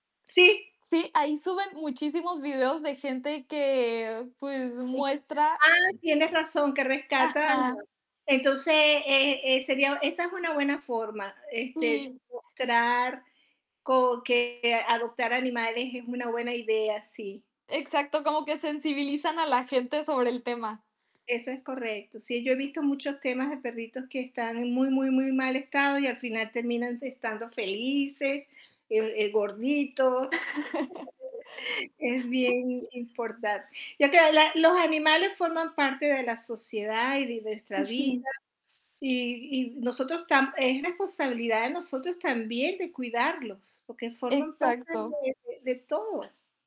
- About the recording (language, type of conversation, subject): Spanish, unstructured, ¿Qué opinas sobre adoptar animales de refugios?
- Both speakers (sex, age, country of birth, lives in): female, 18-19, Mexico, France; female, 70-74, Venezuela, United States
- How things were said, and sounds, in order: static; tapping; distorted speech; chuckle; other background noise; background speech